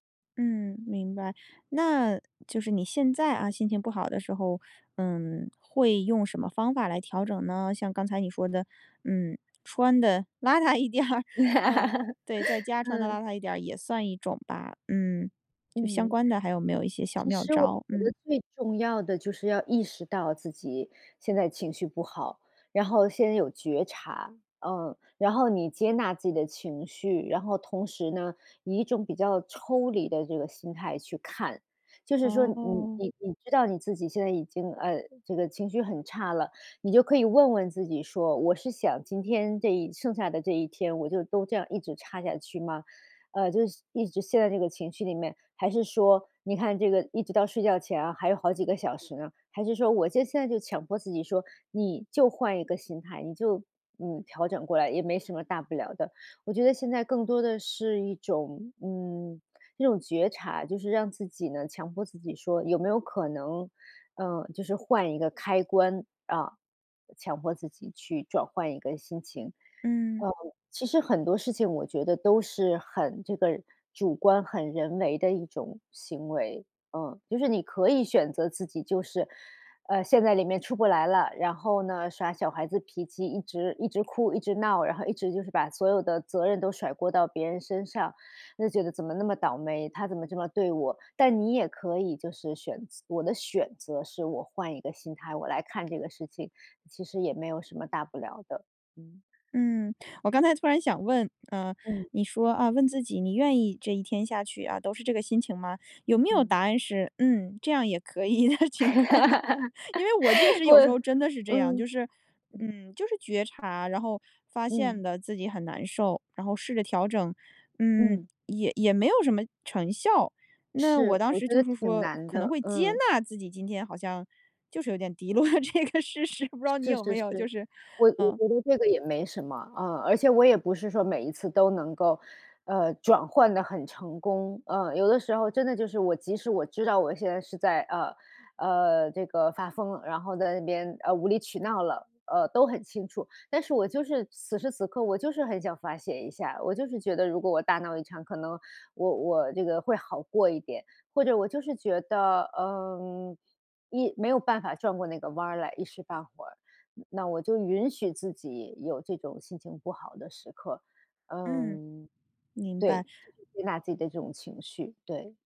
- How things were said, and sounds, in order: other background noise; laughing while speaking: "一点儿"; laugh; laugh; laughing while speaking: "的。情况呢？"; laughing while speaking: "这个事实"
- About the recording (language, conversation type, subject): Chinese, podcast, 当你心情不好时会怎么穿衣服？